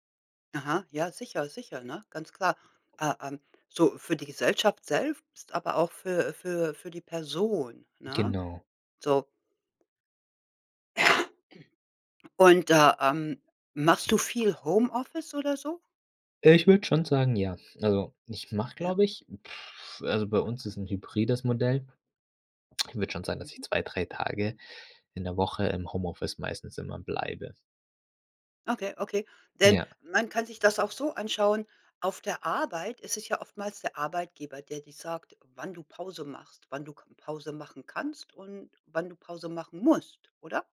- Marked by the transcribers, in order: other background noise; tapping; throat clearing; other noise
- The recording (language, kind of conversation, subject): German, podcast, Wie gönnst du dir eine Pause ohne Schuldgefühle?